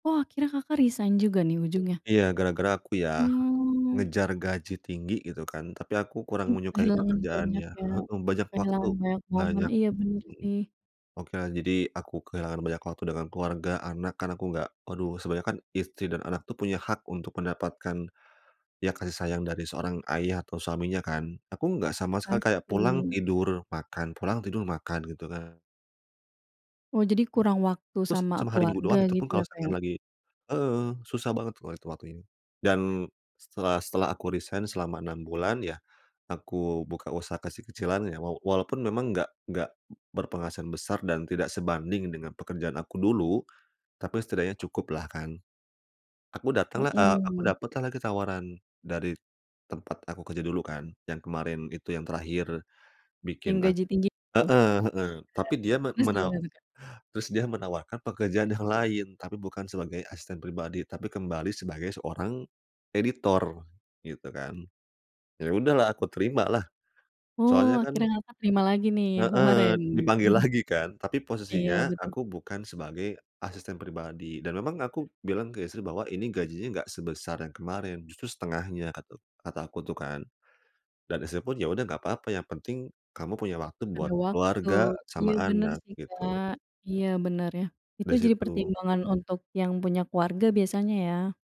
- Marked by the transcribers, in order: other background noise; laughing while speaking: "kemarin?"; laughing while speaking: "lagi kan"; laugh
- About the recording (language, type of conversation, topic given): Indonesian, podcast, Bagaimana kamu memutuskan antara gaji tinggi dan pekerjaan yang kamu sukai?